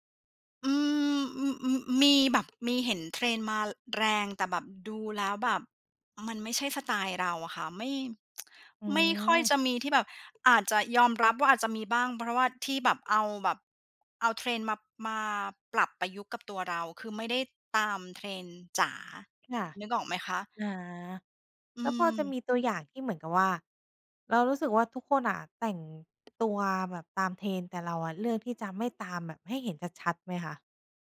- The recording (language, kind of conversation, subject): Thai, podcast, ชอบแต่งตัวตามเทรนด์หรือคงสไตล์ตัวเอง?
- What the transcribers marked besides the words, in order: tsk